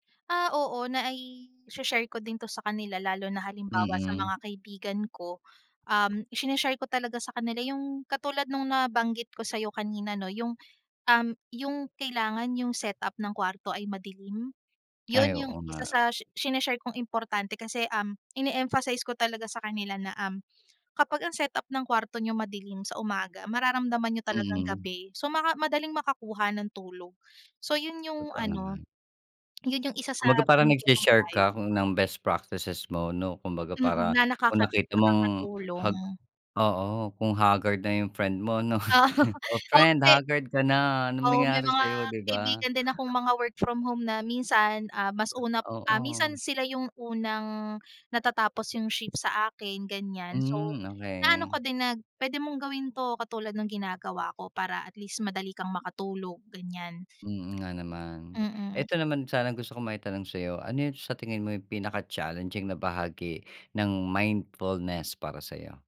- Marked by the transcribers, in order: swallow; in English: "best practices"; in English: "haggard"; laughing while speaking: "'no"; laughing while speaking: "Oo"; in English: "haggard"; in English: "mindfulness"
- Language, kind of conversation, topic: Filipino, podcast, Anong uri ng paghinga o pagninilay ang ginagawa mo?